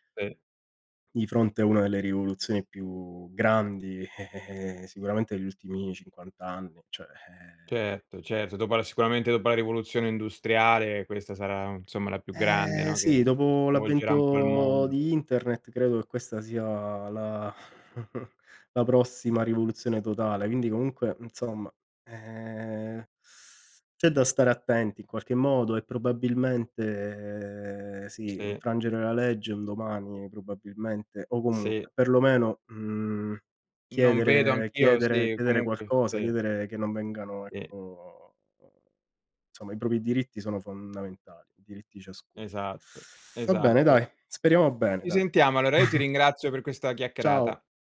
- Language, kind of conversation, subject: Italian, unstructured, In quali casi è giusto infrangere la legge?
- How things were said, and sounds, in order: "cioè" said as "ceh"; "insomma" said as "nzomma"; tapping; chuckle; "insomma" said as "nzomma"; other background noise; "insomma" said as "nzomma"; chuckle; "chiacchierata" said as "chiaccherata"